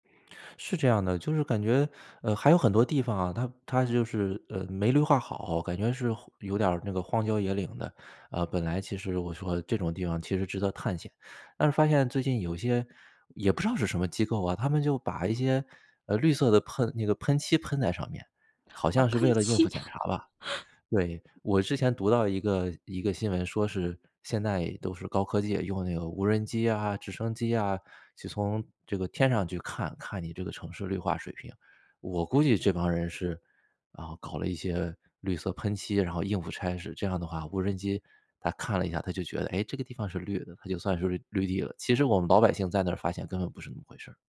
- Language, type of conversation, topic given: Chinese, podcast, 你怎么看待城市里的绿地越来越少这件事？
- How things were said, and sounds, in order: laugh; other background noise